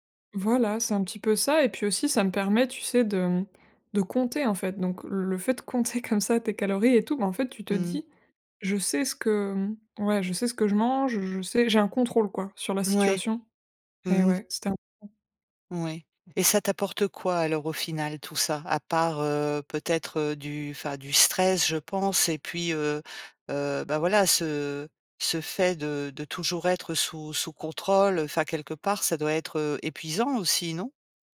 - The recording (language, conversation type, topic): French, advice, Comment expliquer une rechute dans une mauvaise habitude malgré de bonnes intentions ?
- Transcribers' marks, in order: chuckle; unintelligible speech